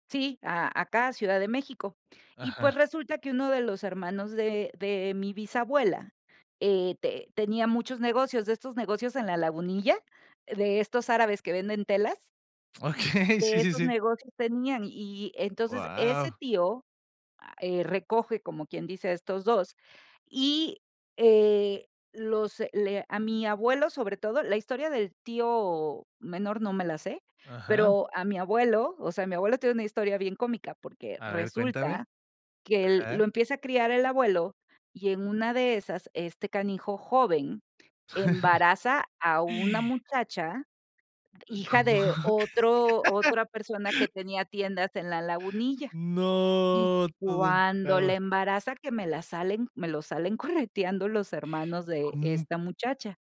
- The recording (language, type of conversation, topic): Spanish, podcast, ¿De qué historias de migración te han hablado tus mayores?
- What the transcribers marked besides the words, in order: laughing while speaking: "Okey"; chuckle; other noise; laughing while speaking: "¿Cómo?"; laugh; drawn out: "No"; laughing while speaking: "correteando"